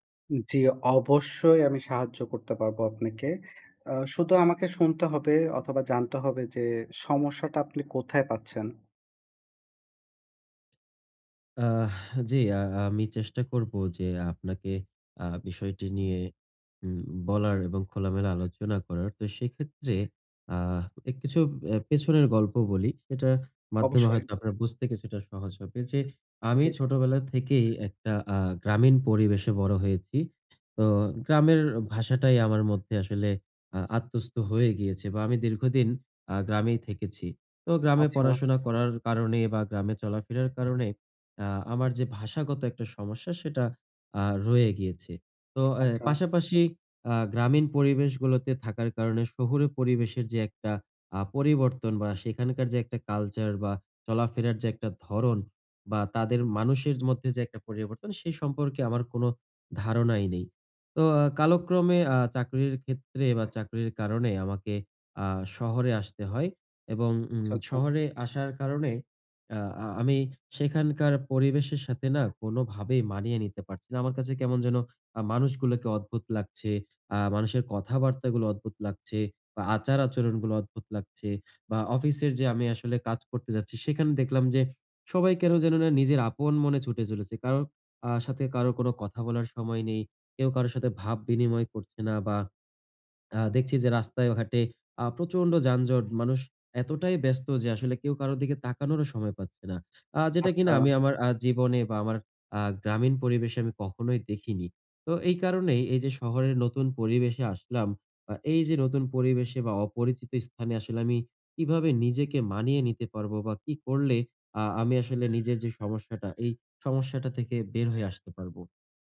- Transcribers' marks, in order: tapping; swallow; other background noise
- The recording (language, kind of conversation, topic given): Bengali, advice, অপরিচিত জায়গায় আমি কীভাবে দ্রুত মানিয়ে নিতে পারি?